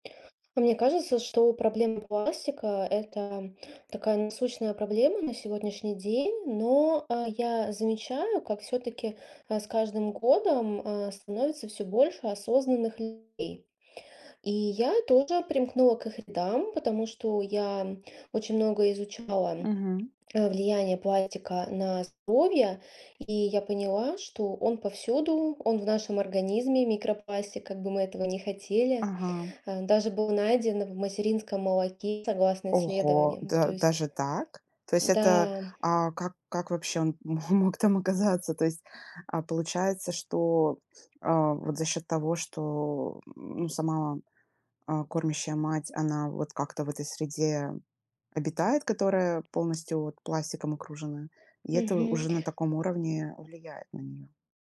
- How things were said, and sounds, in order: tapping; other background noise
- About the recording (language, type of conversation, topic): Russian, podcast, Какими простыми способами можно сократить использование пластика каждый день?